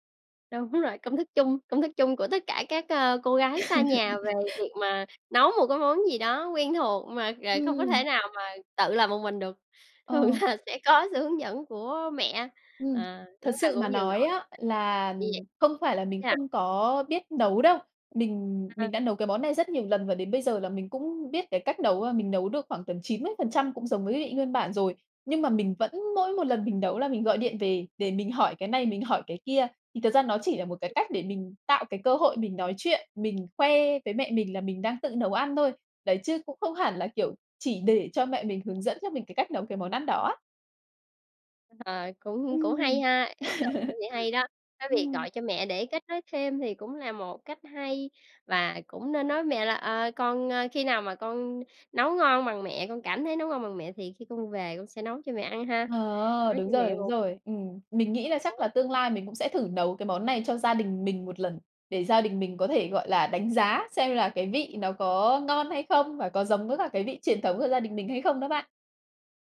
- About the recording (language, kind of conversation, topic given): Vietnamese, podcast, Món ăn giúp bạn giữ kết nối với người thân ở xa như thế nào?
- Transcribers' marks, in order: chuckle; laughing while speaking: "thường là"; tapping; other background noise; laugh